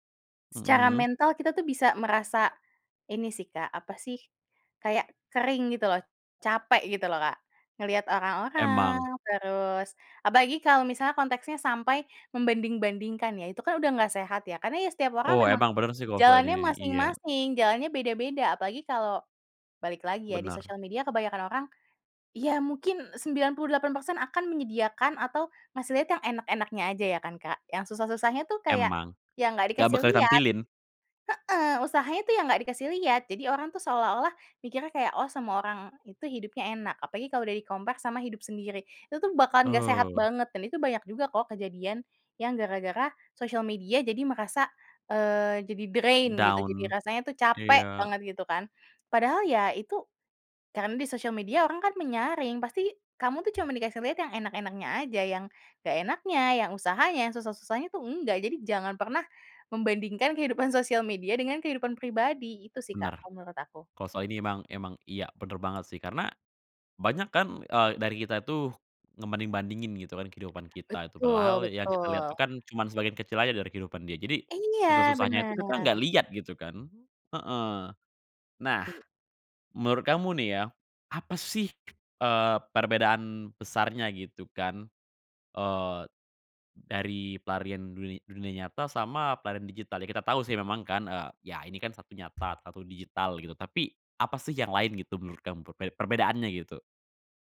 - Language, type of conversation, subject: Indonesian, podcast, Bagaimana media sosial mengubah cara kita mencari pelarian?
- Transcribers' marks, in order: other background noise; tapping; in English: "compare"; in English: "drain"; in English: "Down"